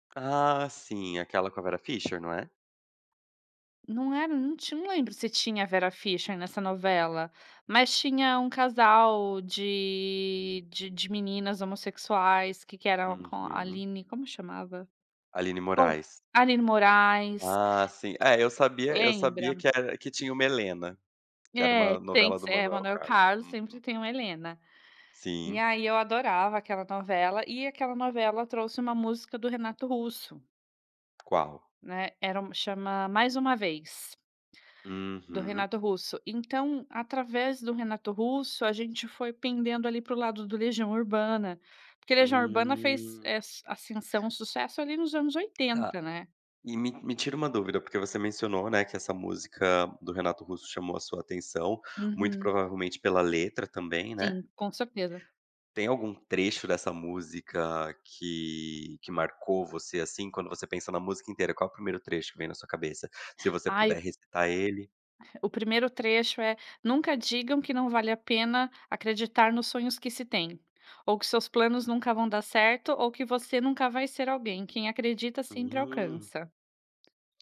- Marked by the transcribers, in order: tapping; other background noise
- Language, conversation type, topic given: Portuguese, podcast, Questão sobre o papel da nostalgia nas escolhas musicais